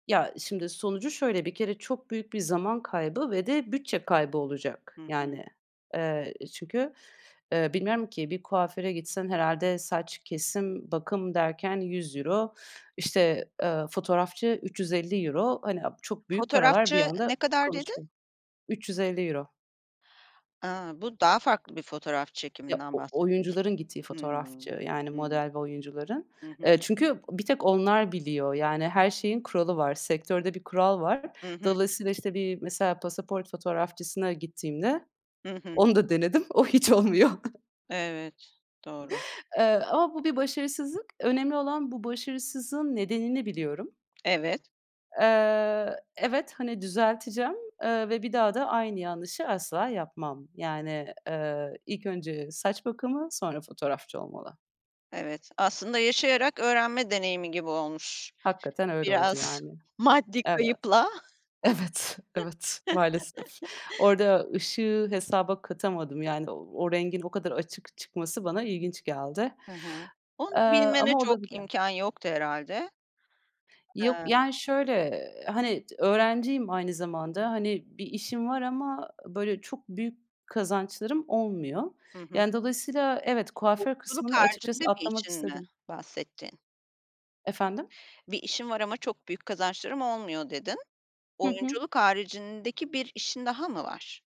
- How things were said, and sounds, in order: other background noise; tapping; laughing while speaking: "o hiç olmuyor"; laughing while speaking: "maddi kayıpla"; laughing while speaking: "Evet, evet. Maalesef"; chuckle
- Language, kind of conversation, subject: Turkish, podcast, Başarısızlıkları bir öğrenme fırsatı olarak nasıl görüyorsun?